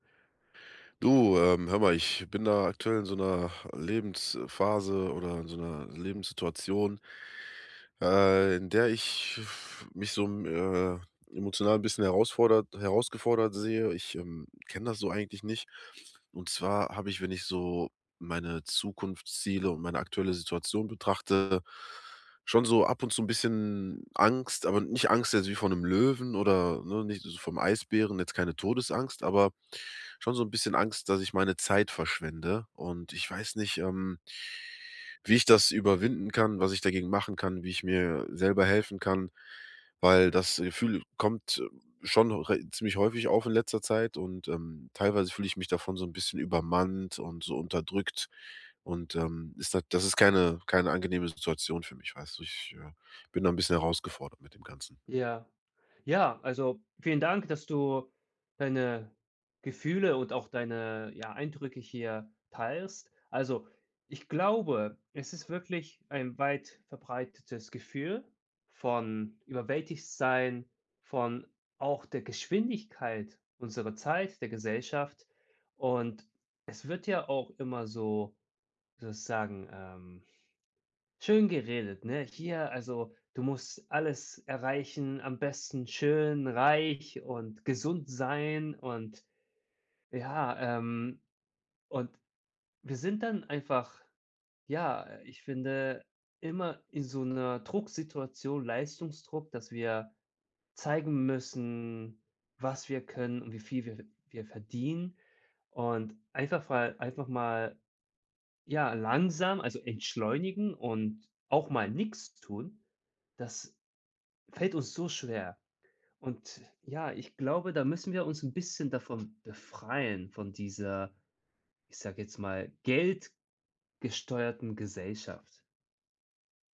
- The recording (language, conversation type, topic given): German, advice, Wie kann ich die Angst vor Zeitverschwendung überwinden und ohne Schuldgefühle entspannen?
- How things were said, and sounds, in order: none